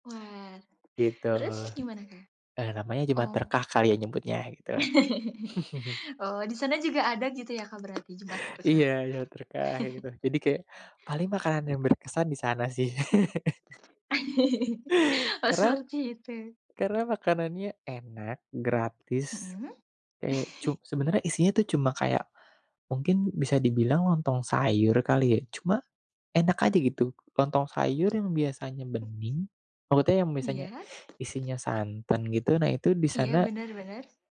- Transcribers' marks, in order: other background noise; tapping; chuckle; chuckle; chuckle; chuckle; chuckle; teeth sucking
- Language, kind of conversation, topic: Indonesian, podcast, Apa salah satu pengalaman perjalanan paling berkesan yang pernah kamu alami?